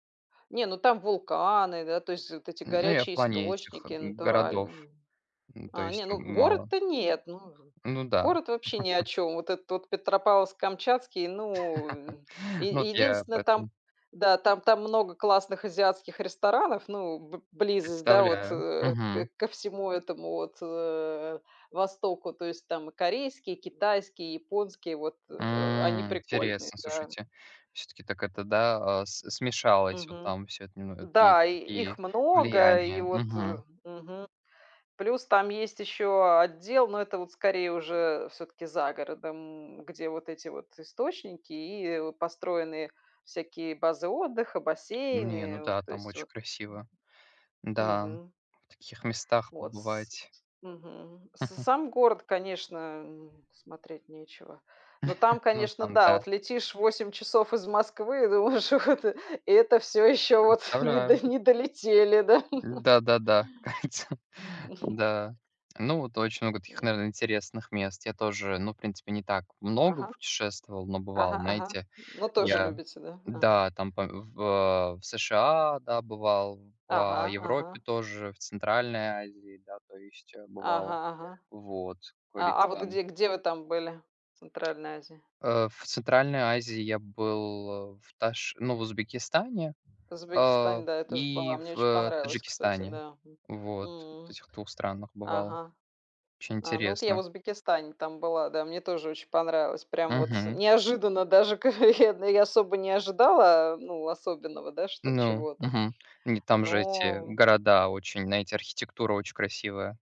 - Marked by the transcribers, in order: other noise; laugh; laugh; other background noise; tapping; chuckle; alarm; chuckle; laughing while speaking: "и думаешь: Ух ты"; laughing while speaking: "вот не до не долетели, да"; laugh; laughing while speaking: "Ка ица"; laughing while speaking: "ка"; unintelligible speech
- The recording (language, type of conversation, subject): Russian, unstructured, Какое хобби приносит тебе больше всего радости?